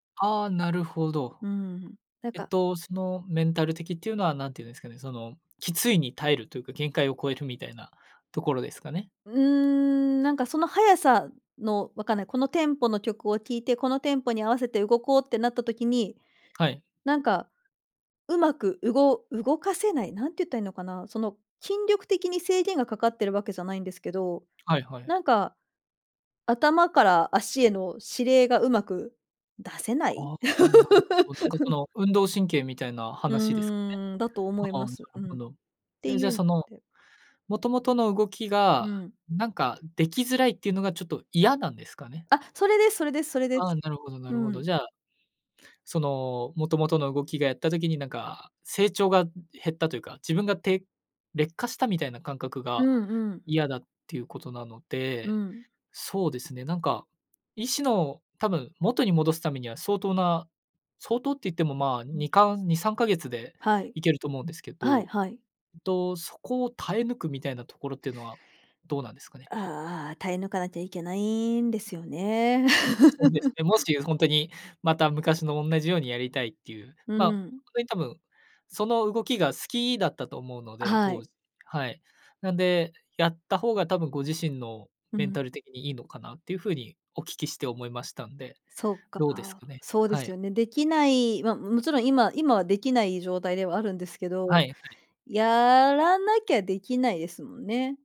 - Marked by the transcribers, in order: tapping; unintelligible speech; laugh; unintelligible speech; laugh
- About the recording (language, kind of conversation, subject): Japanese, advice, 長いブランクのあとで運動を再開するのが怖かったり不安だったりするのはなぜですか？